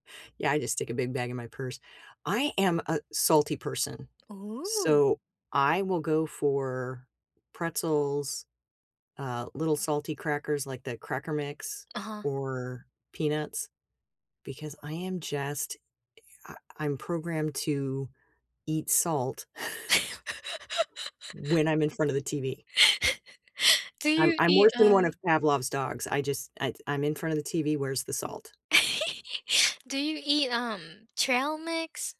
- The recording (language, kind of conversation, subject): English, unstructured, Which comfort TV show do you press play on first when life gets hectic, and why?
- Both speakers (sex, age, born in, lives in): female, 20-24, United States, United States; female, 55-59, United States, United States
- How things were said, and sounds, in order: other background noise; tapping; chuckle; laugh; laugh; laugh